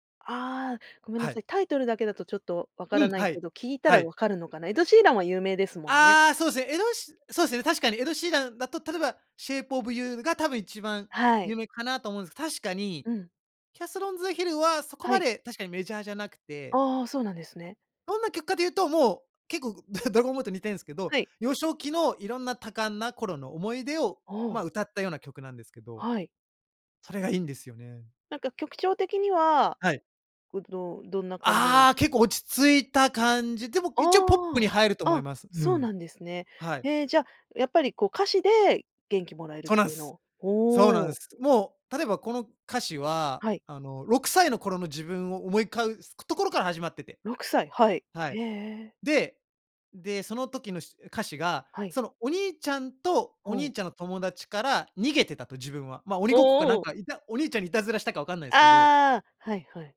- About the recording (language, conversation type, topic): Japanese, podcast, 聴くと必ず元気になれる曲はありますか？
- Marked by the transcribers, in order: chuckle; tapping